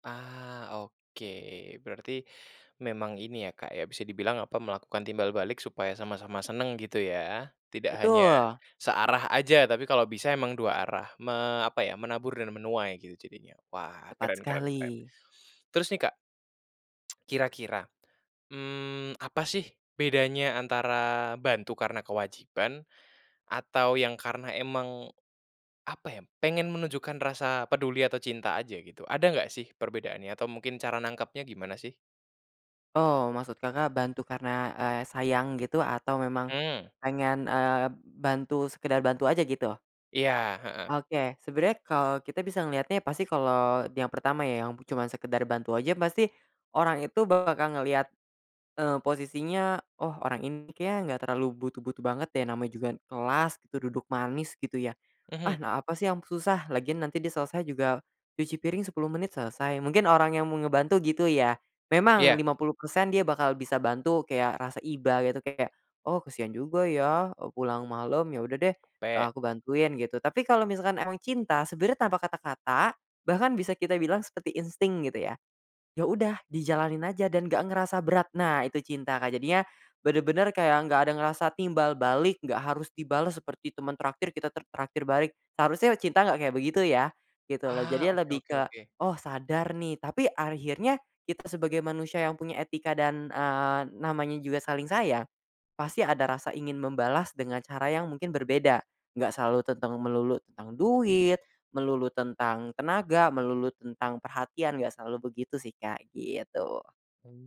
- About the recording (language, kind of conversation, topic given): Indonesian, podcast, Kapan bantuan kecil di rumah terasa seperti ungkapan cinta bagimu?
- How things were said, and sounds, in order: tsk